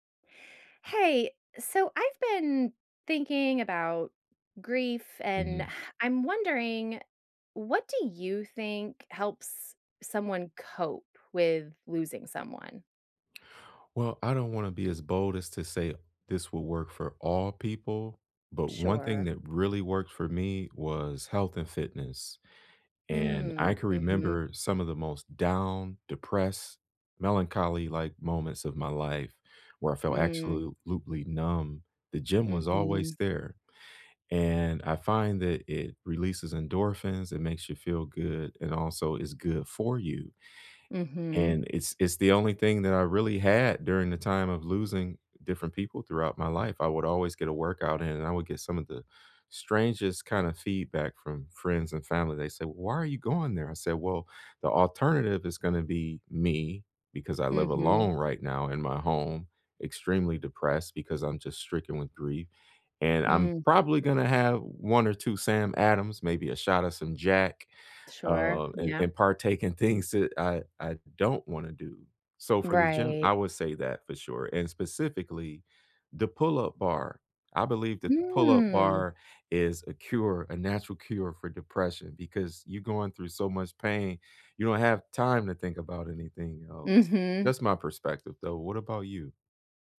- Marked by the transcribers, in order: scoff; tapping; "absolutely" said as "absolutelutely"; laughing while speaking: "things"; drawn out: "Mm"
- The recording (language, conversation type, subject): English, unstructured, What helps people cope with losing someone?